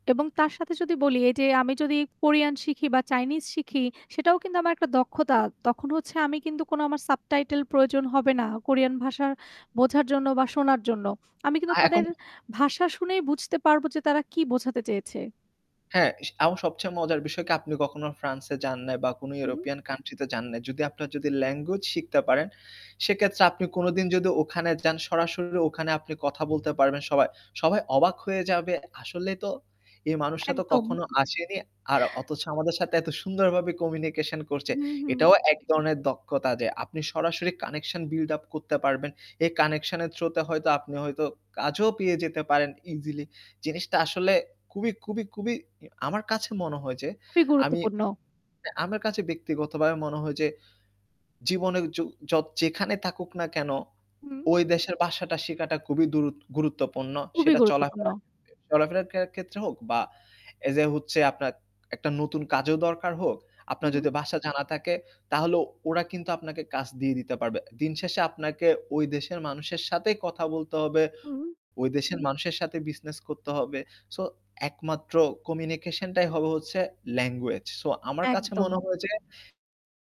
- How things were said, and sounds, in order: static; other background noise; "এখন" said as "একন"; tapping; in English: "কানেকশন বিল্ড আপ"; "খুবই খুবই খুবই" said as "কুবি, কুবি, কুবি"; "ভাষা" said as "বাষা"
- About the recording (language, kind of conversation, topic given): Bengali, unstructured, আপনি যদি যেকোনো ভাষা শিখতে পারতেন, তাহলে কোন ভাষা শিখতে চাইতেন?